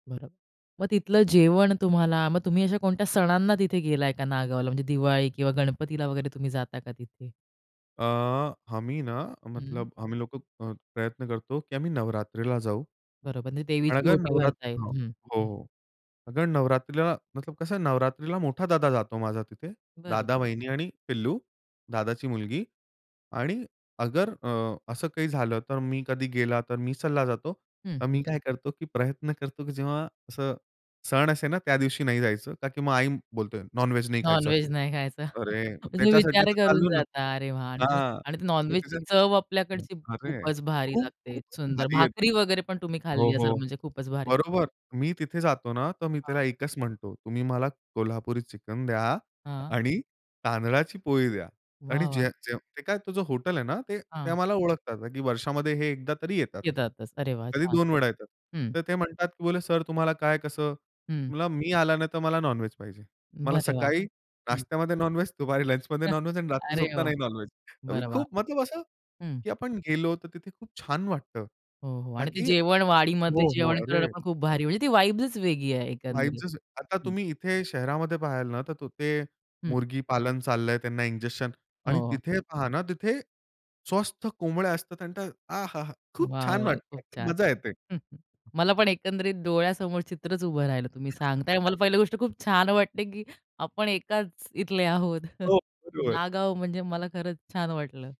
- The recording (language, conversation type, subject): Marathi, podcast, तुमचं कुटुंब मूळचं कुठलं आहे?
- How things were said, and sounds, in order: laughing while speaking: "नॉनव्हेज नाही खायचं"; chuckle; tapping; other background noise; chuckle; in English: "वाइबच"; in English: "वाइब"; chuckle; giggle; laughing while speaking: "मला पहिली गोष्ट खूप छान वाटते की आपण एकाच इथले आहोत"; laughing while speaking: "हो, बरोबर"; chuckle